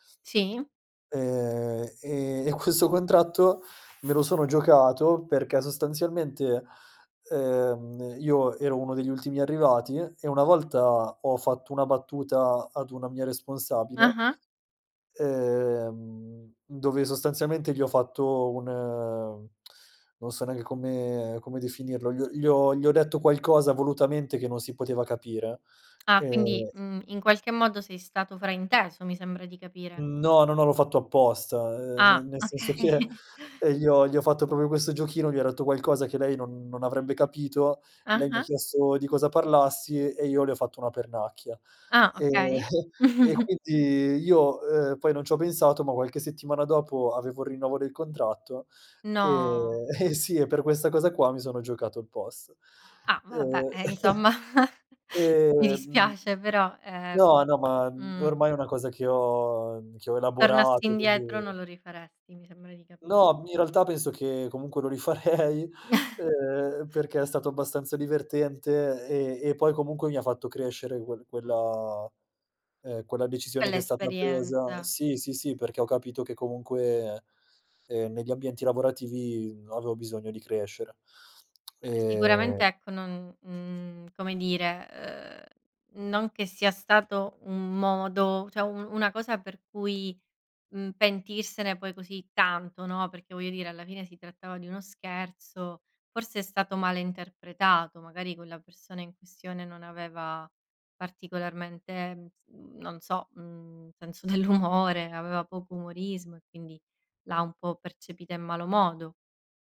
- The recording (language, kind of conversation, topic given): Italian, podcast, Raccontami di una volta in cui hai sbagliato e hai imparato molto?
- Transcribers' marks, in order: laughing while speaking: "questo"; other background noise; laughing while speaking: "okay"; chuckle; laughing while speaking: "che"; "proprio" said as "propio"; chuckle; chuckle; drawn out: "No"; laughing while speaking: "eh sì"; laughing while speaking: "insomma"; chuckle; chuckle; laughing while speaking: "rifarei"; chuckle; lip smack; "cioè" said as "ceh"; "voglio" said as "voio"; laughing while speaking: "senso"